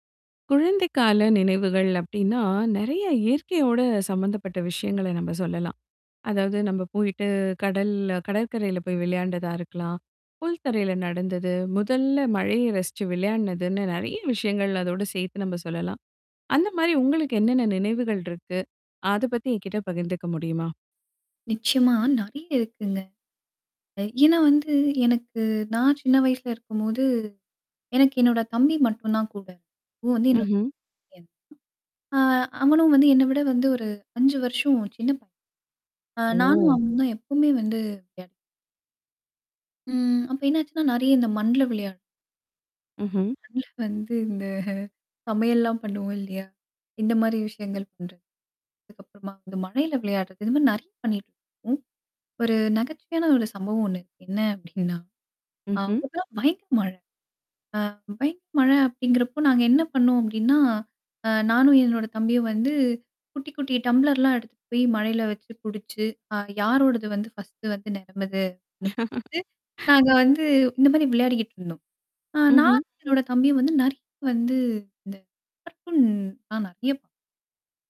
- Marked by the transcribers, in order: static; tapping; distorted speech; unintelligible speech; unintelligible speech; unintelligible speech; mechanical hum; unintelligible speech; laughing while speaking: "வந்து இந்த சமையல்லாம் பண்ணுவோம் இல்லையா?"; unintelligible speech; other background noise; in English: "ஃபர்ஸ்ட்டு"; laugh; unintelligible speech; laughing while speaking: "கார்டூன்ல"; unintelligible speech
- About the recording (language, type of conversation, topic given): Tamil, podcast, குழந்தைப் பருவத்தில் இயற்கையுடன் உங்கள் தொடர்பு எப்படி இருந்தது?